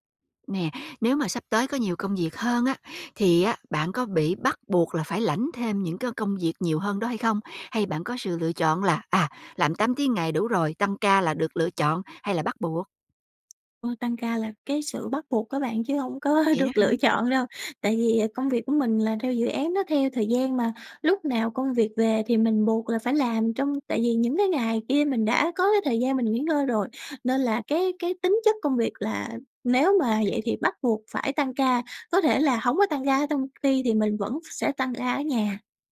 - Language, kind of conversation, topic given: Vietnamese, advice, Vì sao bạn liên tục trì hoãn khiến mục tiêu không tiến triển, và bạn có thể làm gì để thay đổi?
- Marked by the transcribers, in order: laughing while speaking: "lựa chọn đâu"